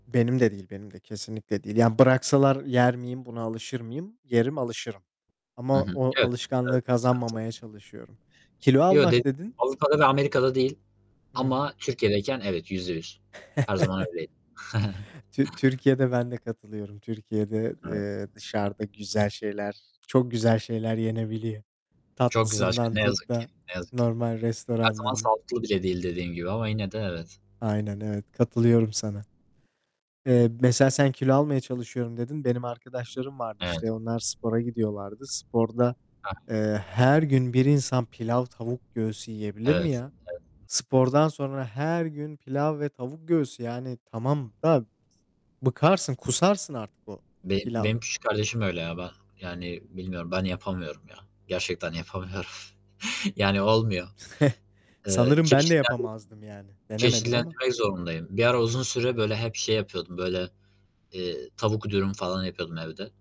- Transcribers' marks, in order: distorted speech; static; other background noise; chuckle; chuckle; laughing while speaking: "yapamıyorum"; chuckle
- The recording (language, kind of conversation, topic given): Turkish, unstructured, Sence evde yemek yapmak mı yoksa dışarıda yemek yemek mi daha iyi?
- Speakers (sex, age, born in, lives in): male, 20-24, Turkey, Germany; male, 25-29, Turkey, Romania